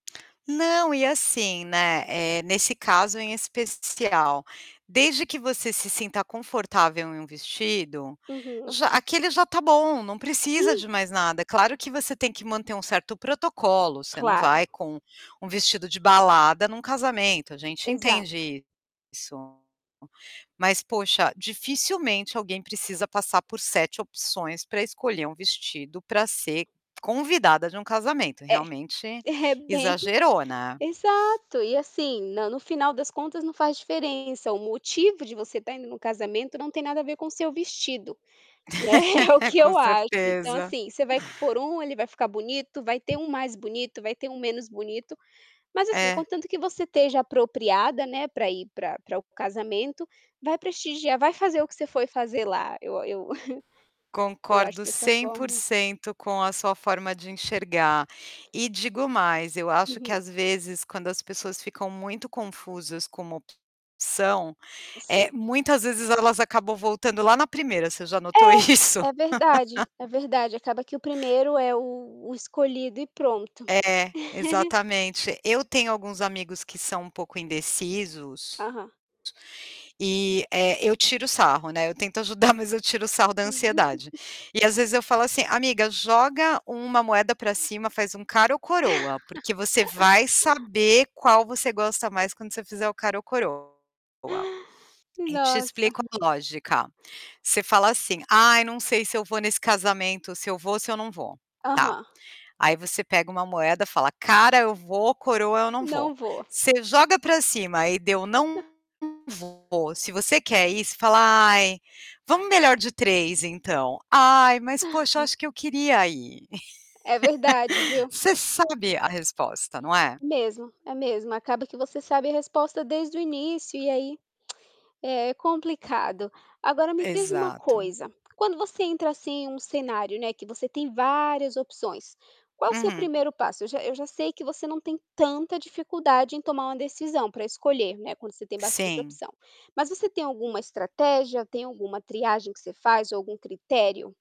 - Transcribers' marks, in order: distorted speech; other background noise; tapping; laughing while speaking: "né"; laugh; static; chuckle; laughing while speaking: "notou isso?"; laugh; chuckle; chuckle; laugh; chuckle; chuckle; laugh; tongue click
- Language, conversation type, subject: Portuguese, podcast, Como você lida com muitas opções ao mesmo tempo?